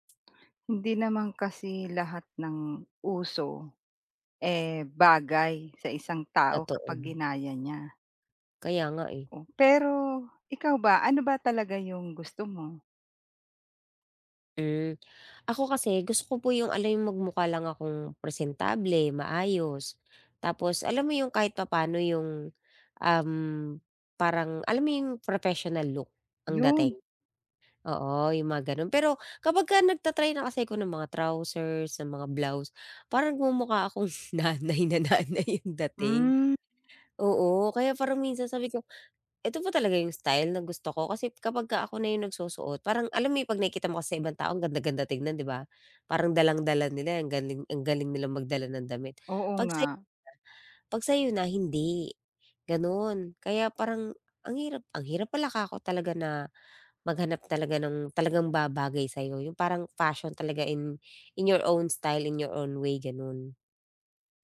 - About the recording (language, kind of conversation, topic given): Filipino, advice, Paano ko matutuklasan ang sarili kong estetika at panlasa?
- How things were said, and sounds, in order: other background noise; dog barking; tapping; stressed: "Yun"; laughing while speaking: "nanay na nanay"; in English: "in your own style, in your own way"